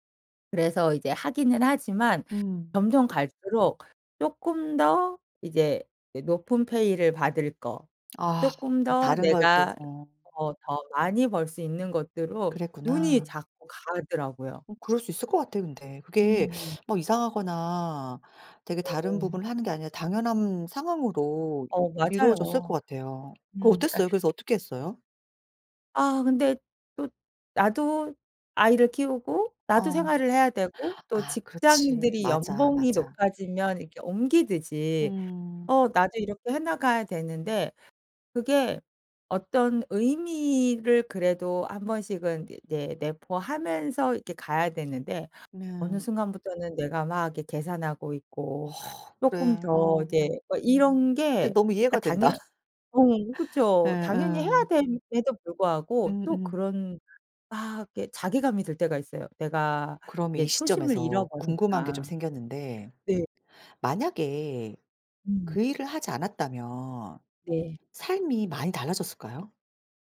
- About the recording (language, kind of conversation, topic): Korean, podcast, 지금 하고 계신 일이 본인에게 의미가 있나요?
- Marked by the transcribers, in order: in English: "페이를"; tapping; teeth sucking; unintelligible speech; other background noise